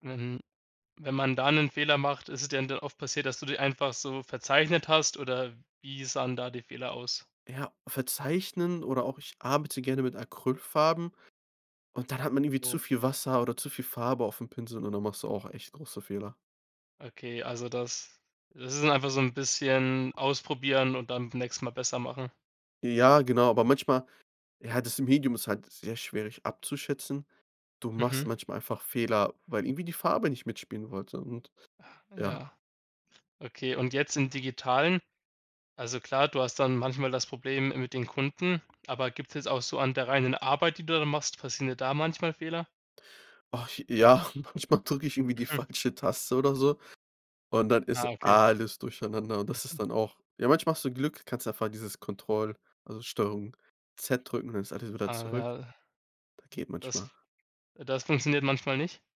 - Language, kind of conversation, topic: German, podcast, Welche Rolle spielen Fehler in deinem Lernprozess?
- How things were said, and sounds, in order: laughing while speaking: "manchmal drücke ich irgendwie die falsche Taste oder so"; drawn out: "alles"; other noise